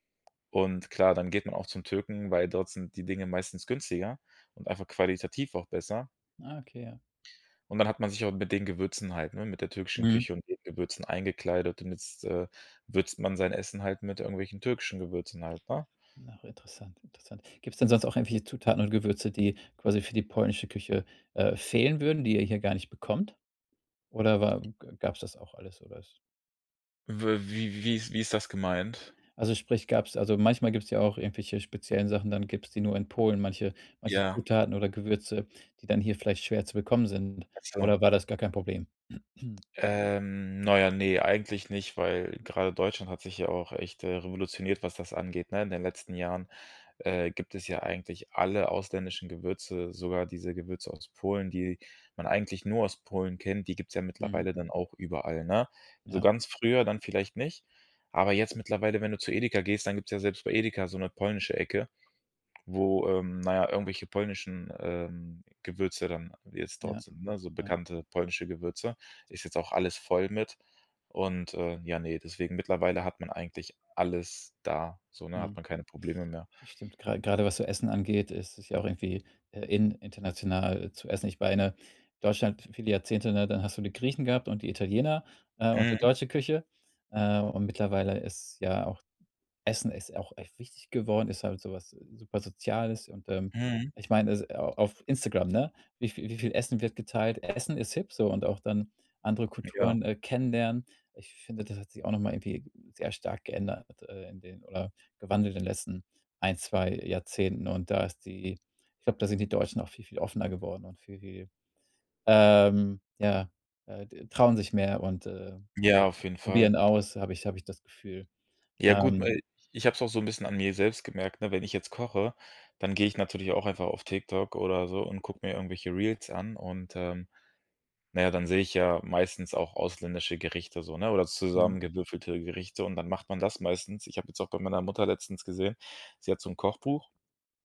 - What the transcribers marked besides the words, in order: other background noise; other noise; in English: "in"; in English: "Reels"
- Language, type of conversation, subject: German, podcast, Wie hat Migration eure Familienrezepte verändert?